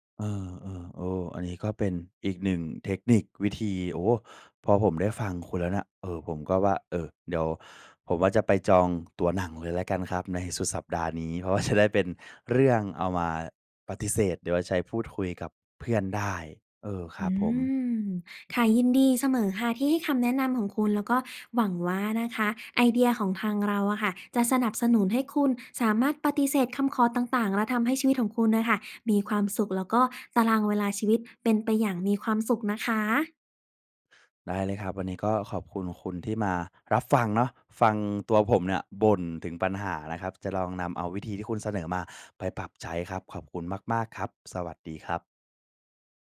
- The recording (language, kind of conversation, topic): Thai, advice, คุณมักตอบตกลงทุกคำขอจนตารางแน่นเกินไปหรือไม่?
- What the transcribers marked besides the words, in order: laughing while speaking: "ว่า"